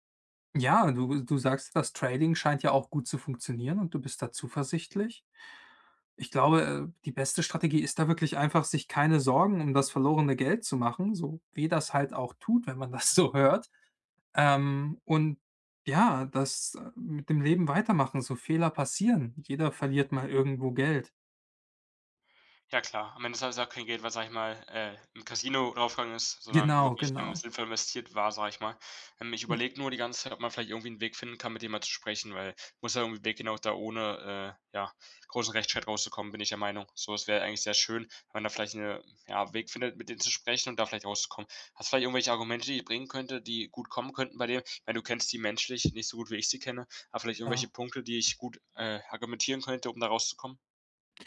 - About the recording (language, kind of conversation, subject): German, advice, Wie kann ich einen Mentor finden und ihn um Unterstützung bei Karrierefragen bitten?
- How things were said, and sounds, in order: in English: "Trading"; laughing while speaking: "so"; tapping